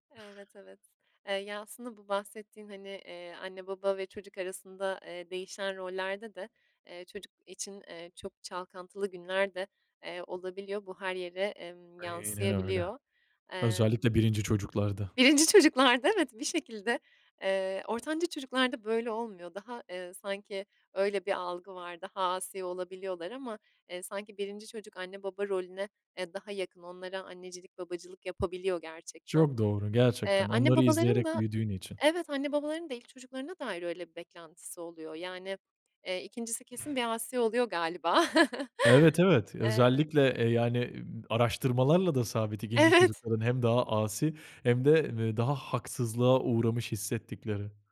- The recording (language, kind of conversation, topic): Turkish, podcast, İş hayatındaki rolünle evdeki hâlin birbiriyle çelişiyor mu; çelişiyorsa hangi durumlarda ve nasıl?
- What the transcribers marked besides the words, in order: drawn out: "Aynen"; other background noise; chuckle; laughing while speaking: "Evet"